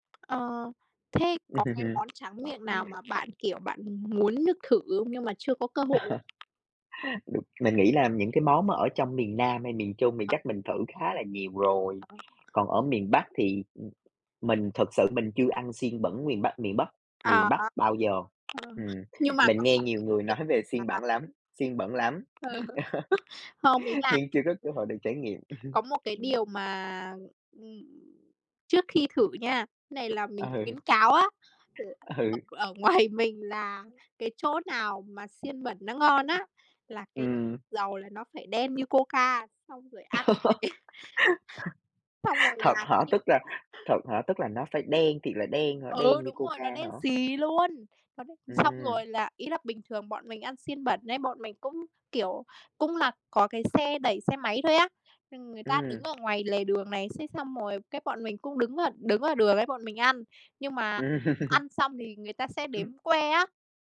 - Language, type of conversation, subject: Vietnamese, unstructured, Món tráng miệng nào luôn khiến bạn cảm thấy vui vẻ?
- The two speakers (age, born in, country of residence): 20-24, Vietnam, Vietnam; 25-29, Vietnam, Vietnam
- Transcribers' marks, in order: other background noise; laugh; laugh; tapping; laughing while speaking: "ừ"; unintelligible speech; chuckle; chuckle; laughing while speaking: "Ừ"; laughing while speaking: "ngoài"; laugh; laughing while speaking: "cái"; laughing while speaking: "Ừm"; chuckle